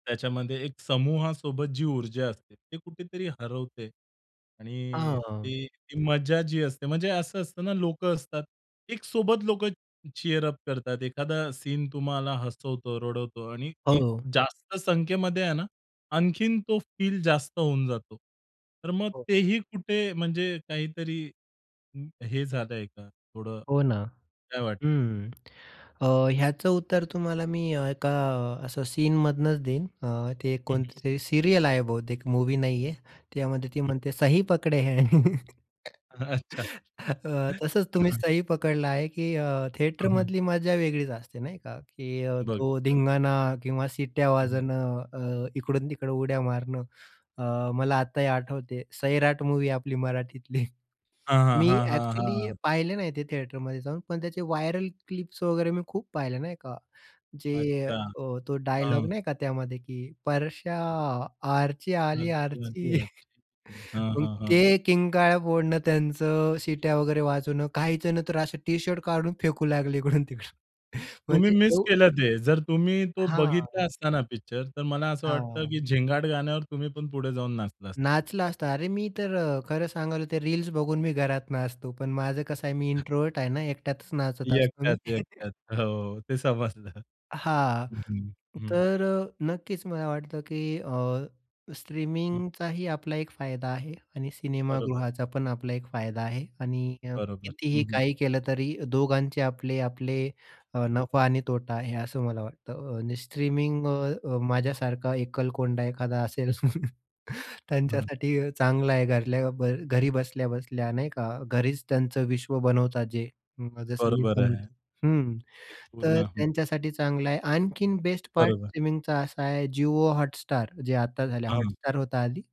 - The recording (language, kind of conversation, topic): Marathi, podcast, स्ट्रीमिंग सेवांनी चित्रपट पाहण्याचा अनुभव कसा बदलला आहे, असे तुम्हाला वाटते?
- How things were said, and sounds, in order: in English: "चीअर अप"; other background noise; chuckle; tapping; in English: "थिएटरमधली"; laughing while speaking: "मराठीतली"; unintelligible speech; laughing while speaking: "इकडून-तिकडून"; chuckle; unintelligible speech; in English: "इंट्रोव्हर्ट"; chuckle; laughing while speaking: "समजलं"; chuckle